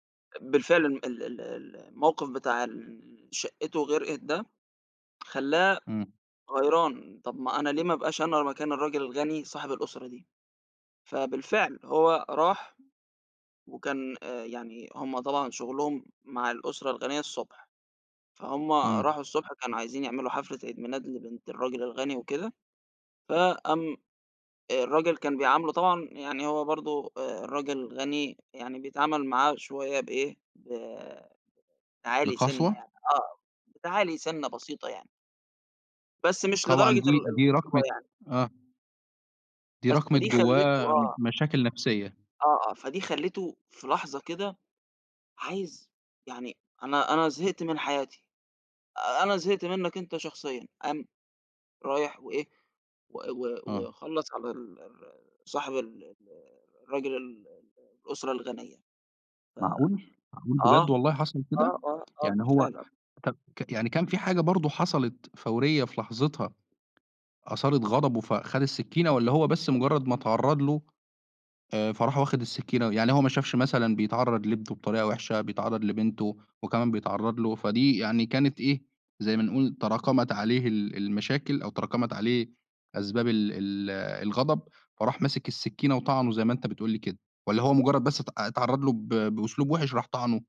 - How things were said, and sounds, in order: tapping
- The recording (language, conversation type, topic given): Arabic, podcast, إيه هو الفيلم اللي غيّر نظرتك للحياة؟